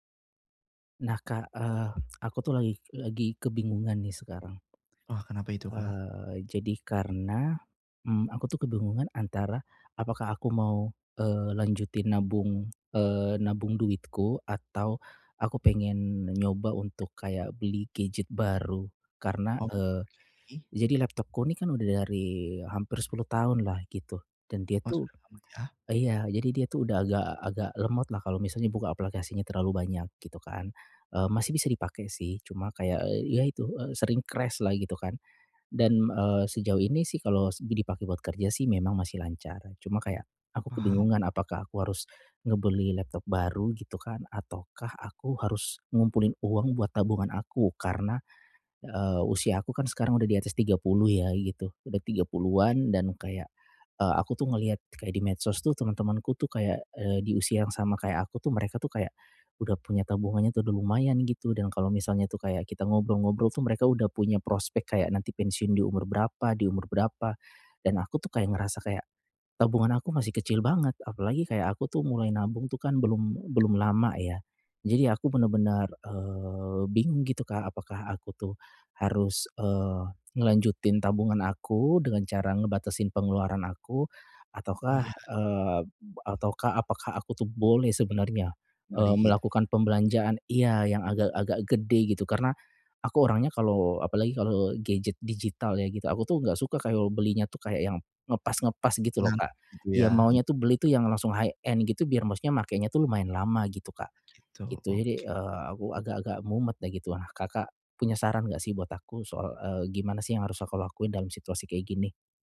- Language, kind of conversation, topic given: Indonesian, advice, Bagaimana menetapkan batas pengeluaran tanpa mengorbankan kebahagiaan dan kualitas hidup?
- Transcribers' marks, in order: tapping; other background noise; in English: "high-end"